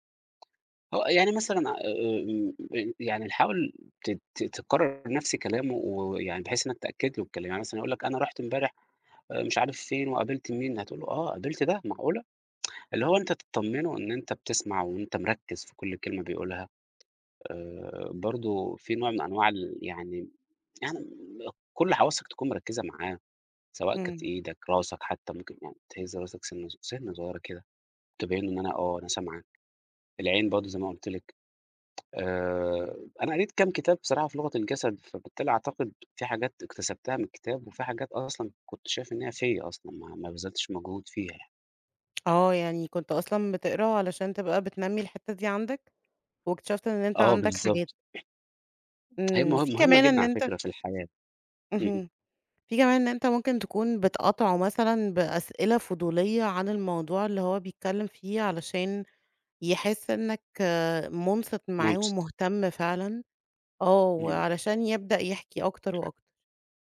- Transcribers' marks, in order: tapping; other background noise
- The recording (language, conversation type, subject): Arabic, podcast, إزاي بتستخدم الاستماع عشان تبني ثقة مع الناس؟